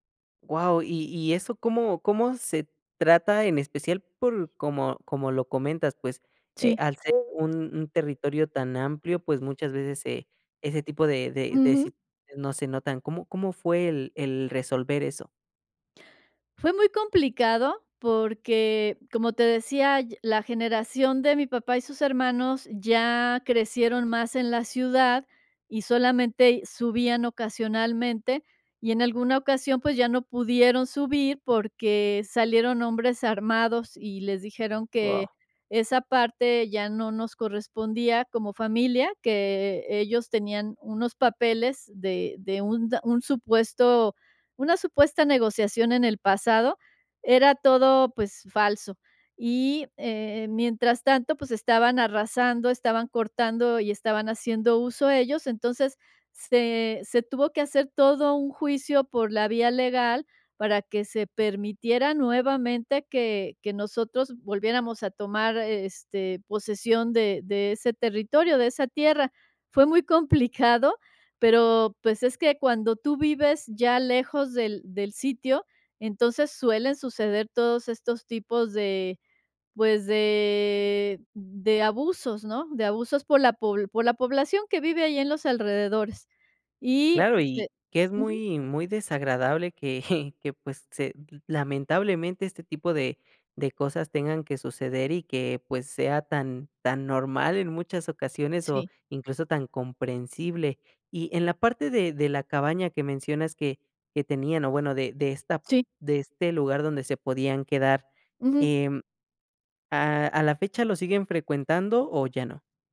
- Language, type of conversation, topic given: Spanish, podcast, ¿Qué tradición familiar sientes que más te representa?
- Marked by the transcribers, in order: drawn out: "de"; chuckle